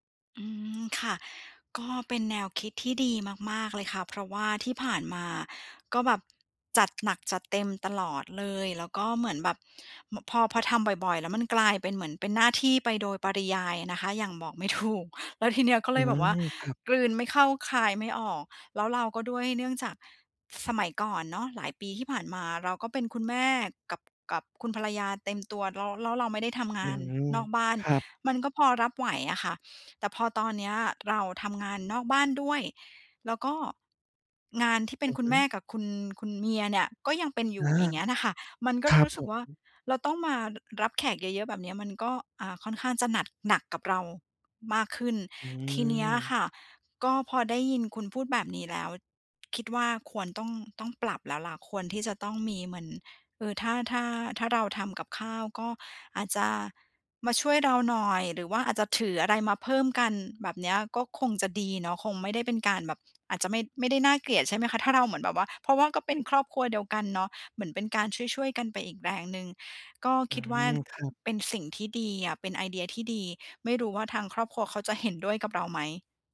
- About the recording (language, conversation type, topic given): Thai, advice, คุณรู้สึกกดดันช่วงเทศกาลและวันหยุดเวลาต้องไปงานเลี้ยงกับเพื่อนและครอบครัวหรือไม่?
- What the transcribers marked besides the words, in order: laughing while speaking: "ถูก"; other background noise